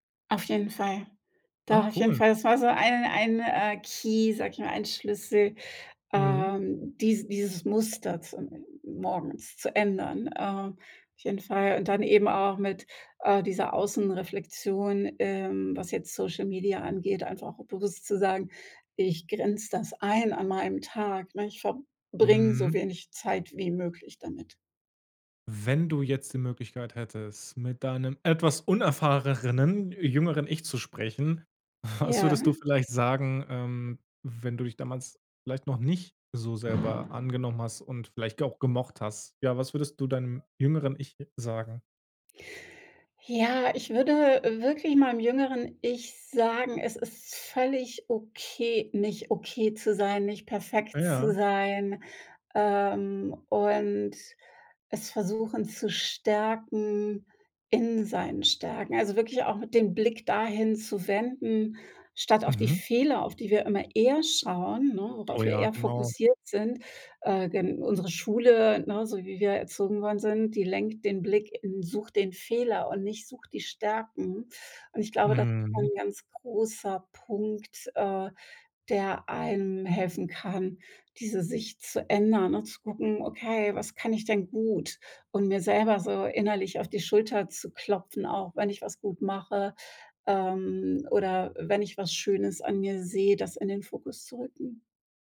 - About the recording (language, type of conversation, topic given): German, podcast, Was ist für dich der erste Schritt zur Selbstannahme?
- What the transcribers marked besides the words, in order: other noise; laughing while speaking: "was"; other background noise; stressed: "eher"